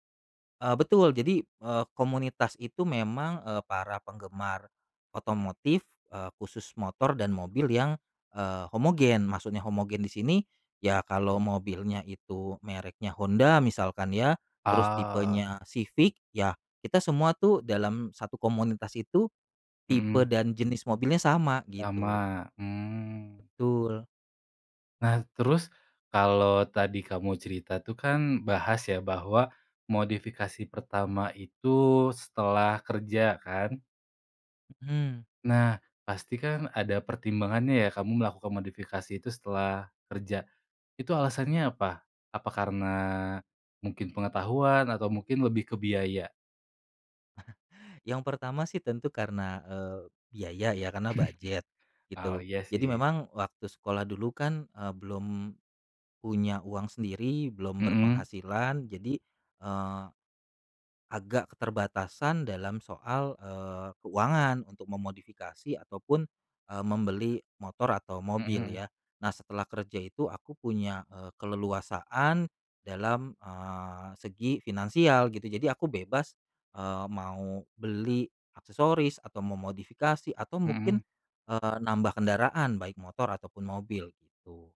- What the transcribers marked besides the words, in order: other background noise
- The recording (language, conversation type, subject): Indonesian, podcast, Tips untuk pemula yang ingin mencoba hobi ini